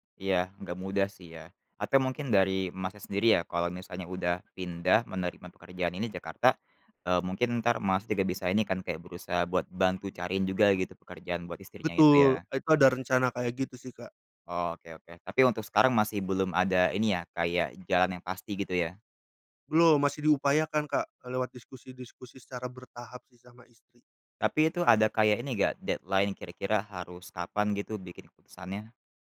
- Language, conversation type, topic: Indonesian, podcast, Bagaimana cara menimbang pilihan antara karier dan keluarga?
- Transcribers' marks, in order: in English: "deadline"